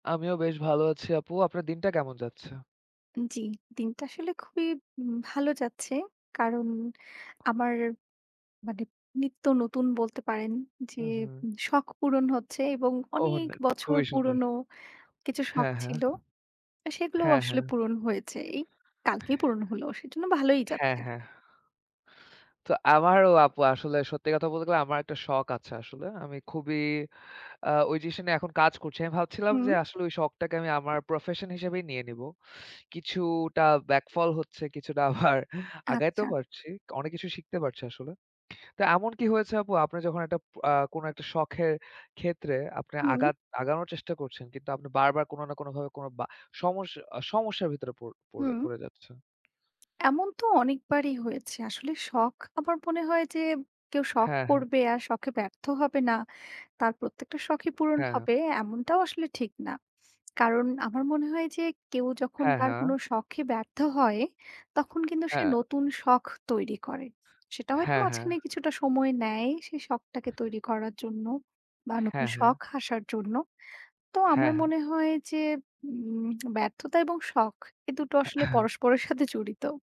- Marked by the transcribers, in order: in English: "ব্যাকফল"; laughing while speaking: "আবার"; other background noise; lip smack; throat clearing
- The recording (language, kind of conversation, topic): Bengali, unstructured, শখের কোনো কাজে ব্যর্থ হলে তুমি কীভাবে সামলাও?